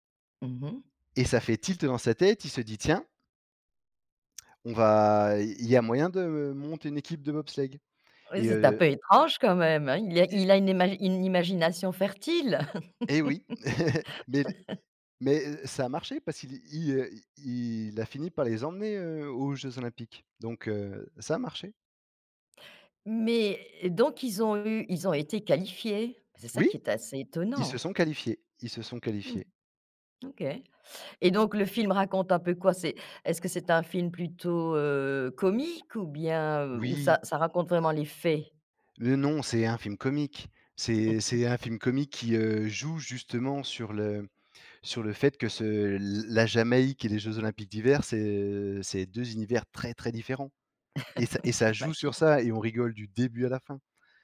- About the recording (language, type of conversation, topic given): French, podcast, Quels films te reviennent en tête quand tu repenses à ton adolescence ?
- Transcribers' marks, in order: tapping; laugh; stressed: "faits"; laugh; laugh; laughing while speaking: "Oui, j'imagine"